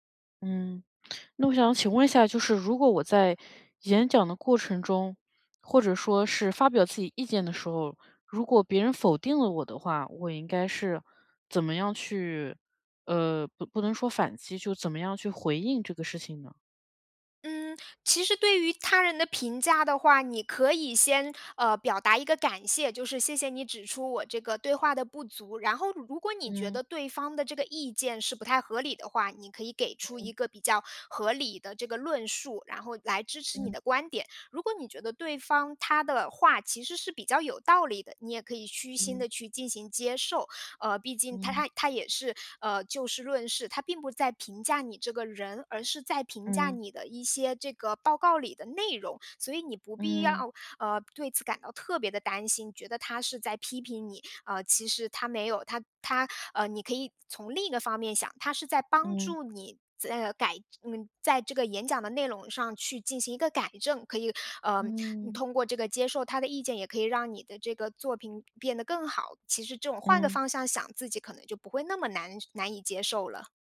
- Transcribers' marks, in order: none
- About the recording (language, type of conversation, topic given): Chinese, advice, 在群体中如何更自信地表达自己的意见？